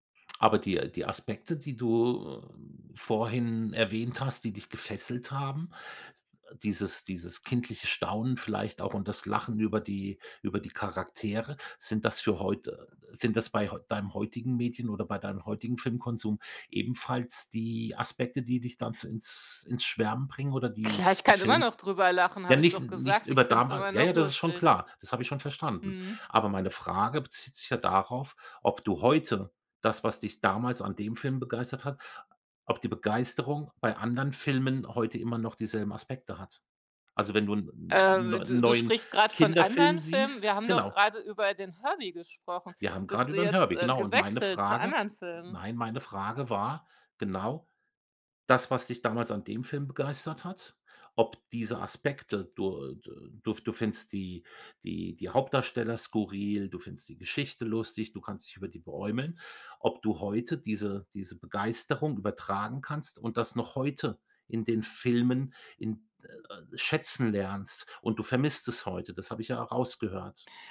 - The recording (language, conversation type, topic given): German, podcast, Welcher Film hat dich als Kind am meisten gefesselt?
- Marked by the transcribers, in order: other background noise